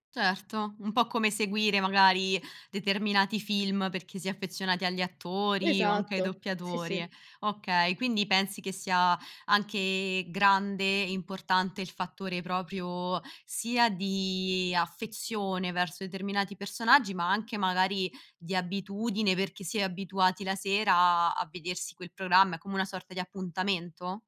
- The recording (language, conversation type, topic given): Italian, podcast, Come spiegheresti perché i reality show esercitano tanto fascino?
- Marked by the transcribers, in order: fan; tapping; drawn out: "di"